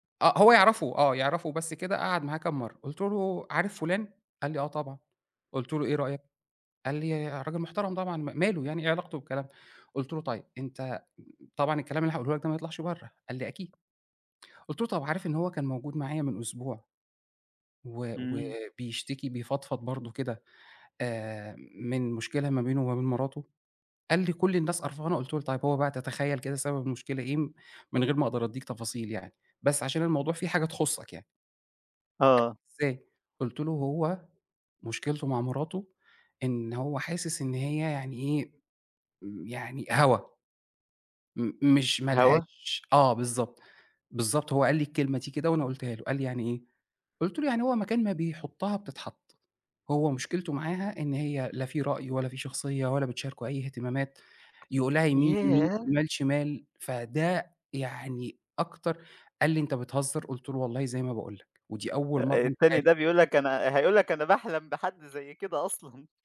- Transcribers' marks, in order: tapping; laughing while speaking: "أصلًا"
- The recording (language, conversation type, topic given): Arabic, podcast, إزاي تقدر توازن بين إنك تسمع كويس وإنك تدي نصيحة من غير ما تفرضها؟